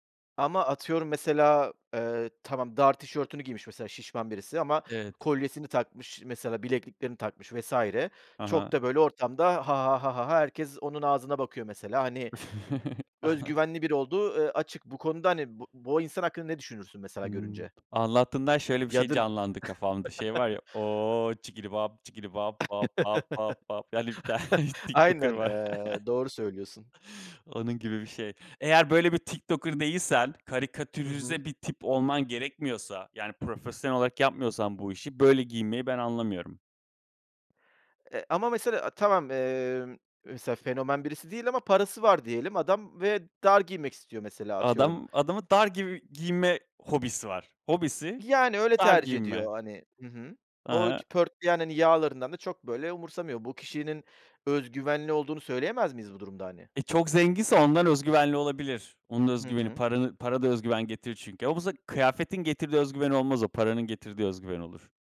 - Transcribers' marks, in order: chuckle; tapping; chuckle; other background noise; chuckle; laughing while speaking: "tane"; in English: "TikToker"; chuckle; in English: "TikToker"
- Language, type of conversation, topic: Turkish, podcast, Kıyafetler özgüvenini nasıl etkiler sence?